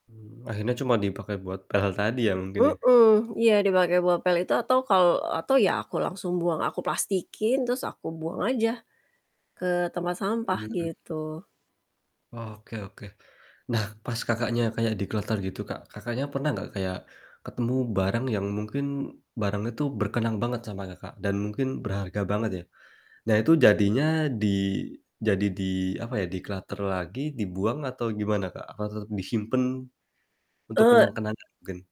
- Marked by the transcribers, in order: static; tapping; in English: "declutter"; "Atau" said as "akau"; distorted speech
- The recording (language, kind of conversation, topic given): Indonesian, podcast, Bagaimana cara paling mudah untuk merapikan dan menyingkirkan barang yang tidak terpakai di rumah?